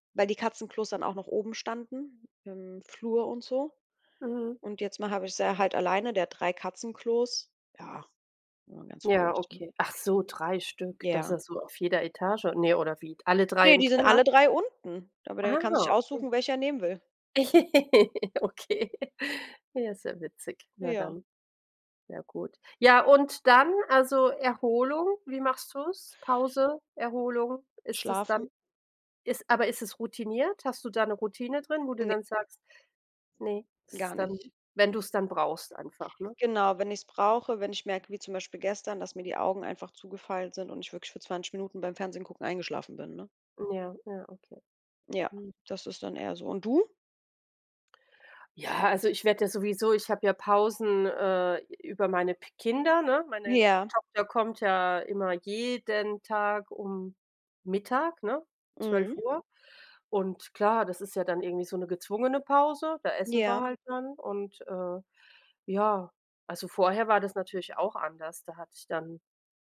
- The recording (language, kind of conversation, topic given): German, unstructured, Wie organisierst du deinen Tag, damit du alles schaffst?
- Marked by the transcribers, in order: laugh; laughing while speaking: "Okay"; stressed: "jeden"